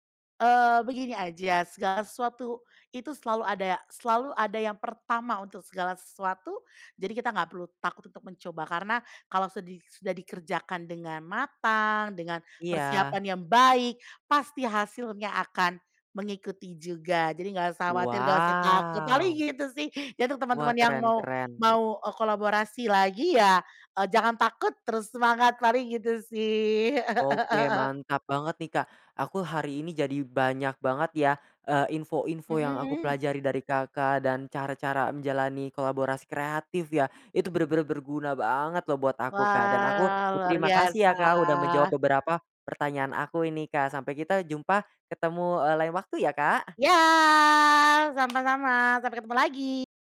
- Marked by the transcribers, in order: drawn out: "Wow"; chuckle; other background noise; drawn out: "Iya"
- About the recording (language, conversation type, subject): Indonesian, podcast, Ceritakan pengalaman kolaborasi kreatif yang paling berkesan buatmu?